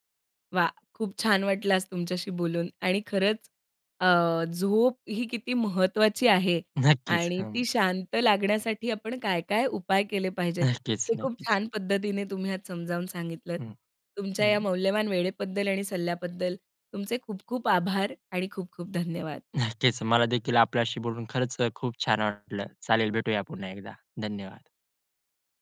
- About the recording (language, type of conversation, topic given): Marathi, podcast, झोपेपूर्वी शांत होण्यासाठी तुम्ही काय करता?
- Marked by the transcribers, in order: laughing while speaking: "नक्कीच"; laughing while speaking: "नक्कीच"; laughing while speaking: "नक्कीच"